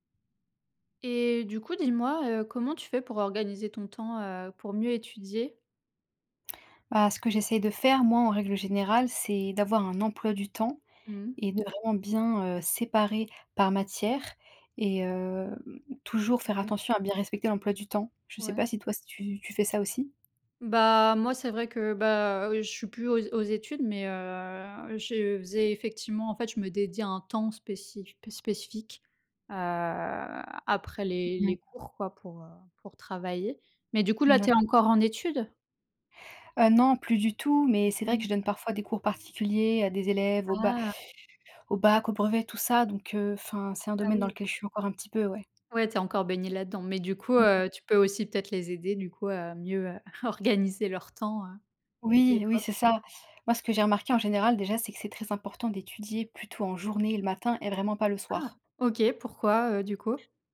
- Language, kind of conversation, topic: French, unstructured, Comment organiser son temps pour mieux étudier ?
- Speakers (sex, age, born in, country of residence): female, 25-29, France, France; female, 30-34, France, France
- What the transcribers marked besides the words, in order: drawn out: "heu"; drawn out: "heu"; other background noise; inhale; chuckle